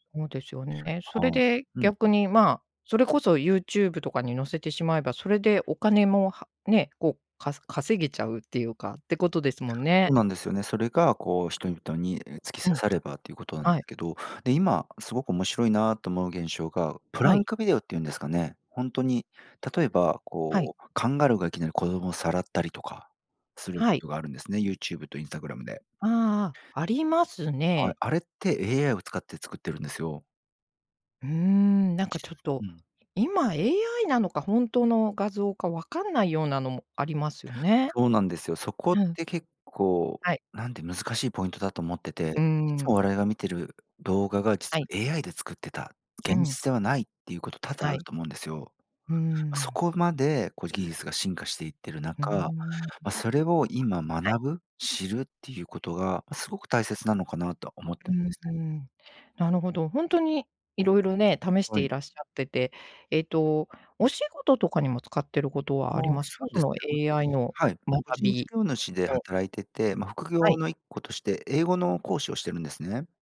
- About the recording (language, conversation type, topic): Japanese, podcast, これから学んでみたいことは何ですか？
- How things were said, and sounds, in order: in English: "プランクビデオ"